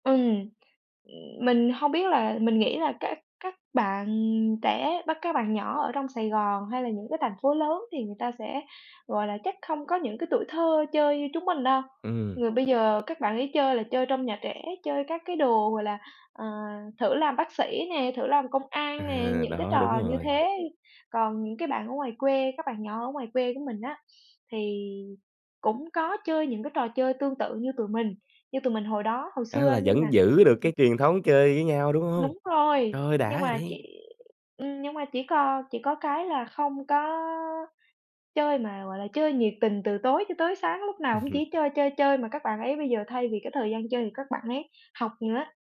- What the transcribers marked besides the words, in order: other background noise; tapping; unintelligible speech; chuckle
- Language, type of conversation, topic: Vietnamese, podcast, Kỷ niệm thời thơ ấu nào khiến bạn nhớ mãi không quên?